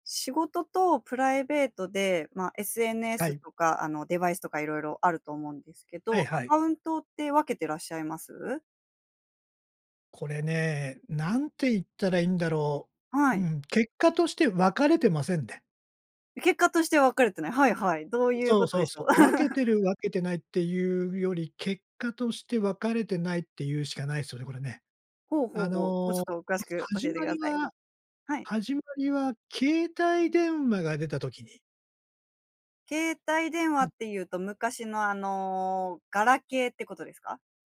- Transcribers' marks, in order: chuckle
- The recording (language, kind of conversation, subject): Japanese, podcast, 仕事用とプライベートのアカウントを分けていますか？